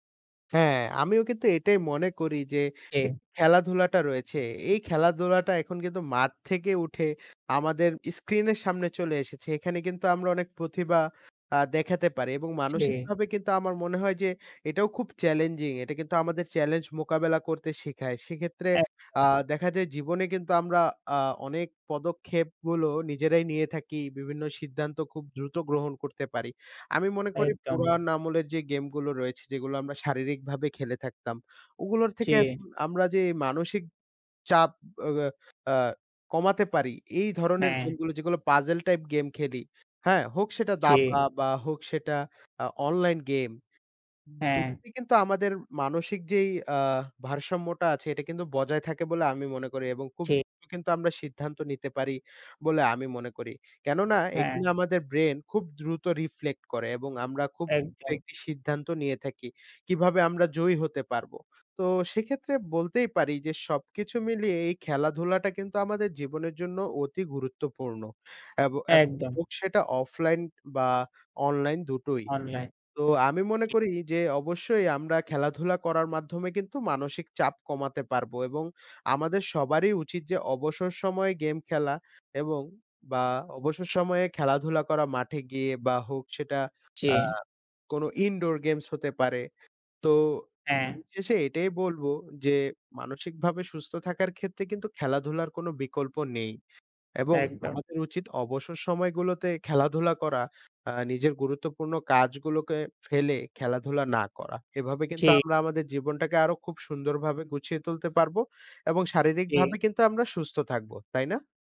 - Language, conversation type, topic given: Bengali, unstructured, খেলাধুলা করা মানসিক চাপ কমাতে সাহায্য করে কিভাবে?
- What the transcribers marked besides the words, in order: other background noise; other noise; unintelligible speech; unintelligible speech; unintelligible speech; in English: "indoor games"; unintelligible speech